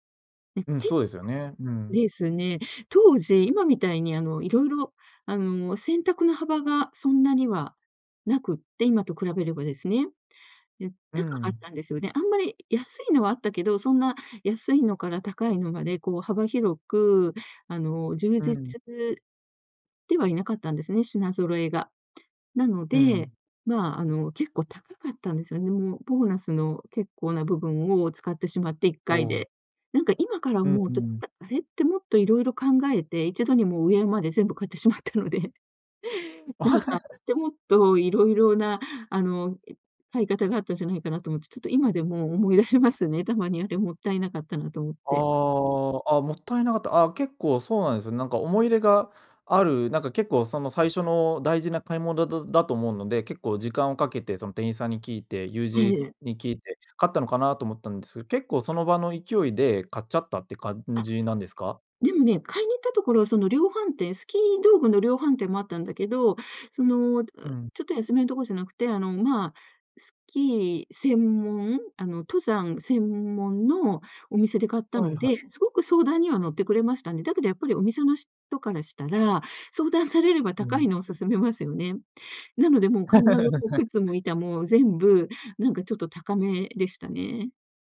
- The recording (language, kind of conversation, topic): Japanese, podcast, その趣味を始めたきっかけは何ですか？
- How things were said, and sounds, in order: other background noise; laughing while speaking: "買ってしまったので"; laugh; "友人" said as "ゆうじいず"; laugh